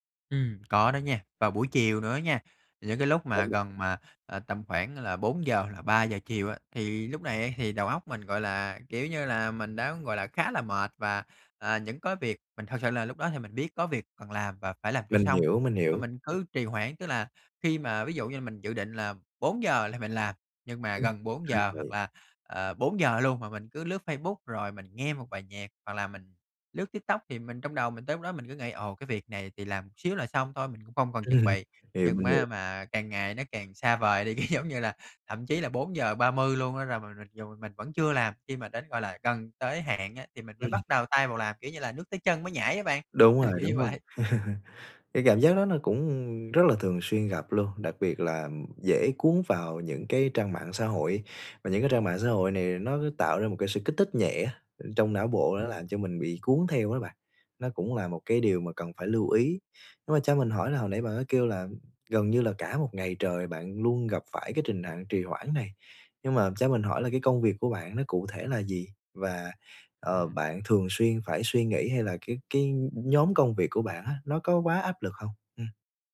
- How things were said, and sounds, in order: unintelligible speech; other background noise; tapping; laughing while speaking: "cái"; laugh
- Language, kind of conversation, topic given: Vietnamese, advice, Làm sao để tập trung và tránh trì hoãn mỗi ngày?